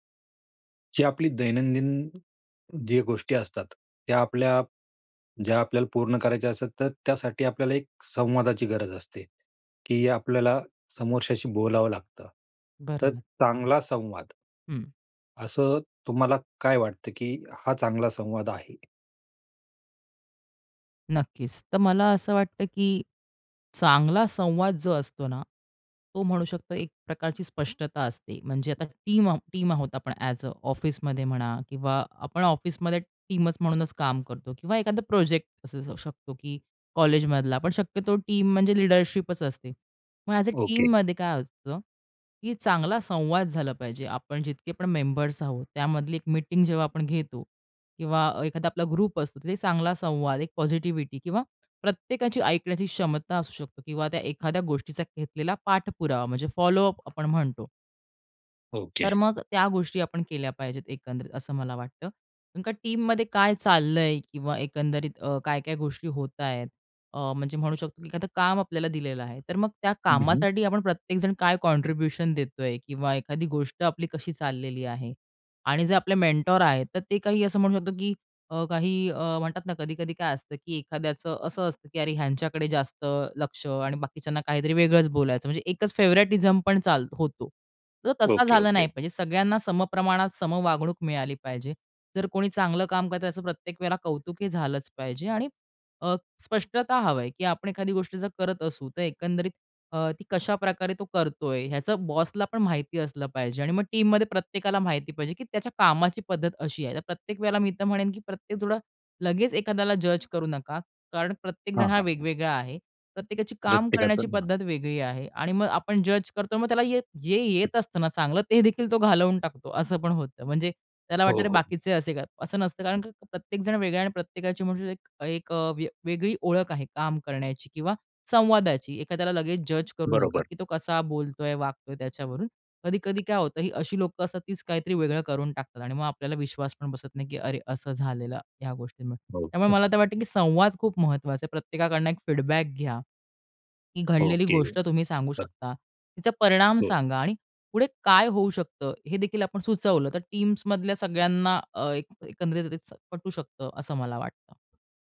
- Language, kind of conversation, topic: Marathi, podcast, टीममधला चांगला संवाद कसा असतो?
- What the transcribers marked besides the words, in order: tapping; other background noise; in English: "टीम"; in English: "टीम"; other noise; in English: "ॲज अ"; in English: "टीमच"; in English: "टीम"; in English: "ॲज अ टीममध्ये"; in English: "ग्रुप"; in English: "पॉझिटिव्हिटी"; in English: "टीममध्ये"; in English: "कॉन्ट्रिब्युशन"; in English: "मेंटॉर"; in English: "फेव्हरेटिझम"; in English: "टीममध्ये"; in English: "फीडबॅक"; in English: "टीम्स"